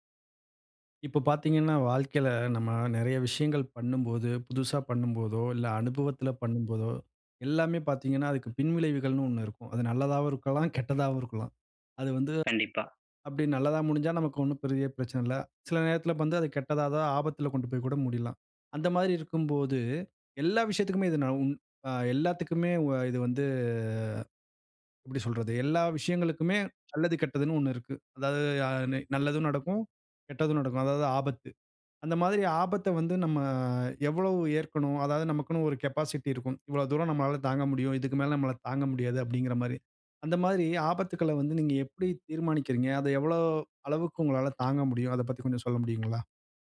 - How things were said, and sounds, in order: other noise; in English: "கேபாசிட்டி"
- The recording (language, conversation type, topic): Tamil, podcast, ஆபத்தை எவ்வளவு ஏற்க வேண்டும் என்று நீங்கள் எப்படி தீர்மானிப்பீர்கள்?